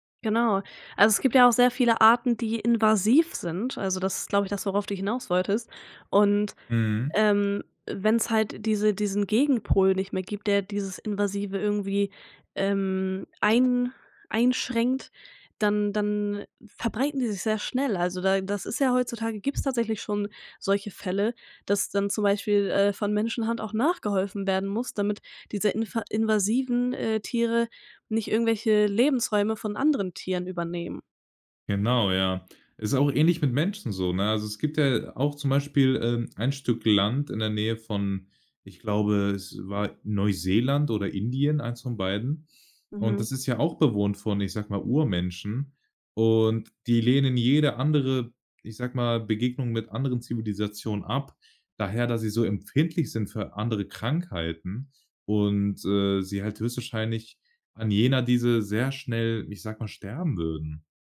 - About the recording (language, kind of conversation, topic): German, podcast, Erzähl mal, was hat dir die Natur über Geduld beigebracht?
- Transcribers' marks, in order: other background noise; drawn out: "Und"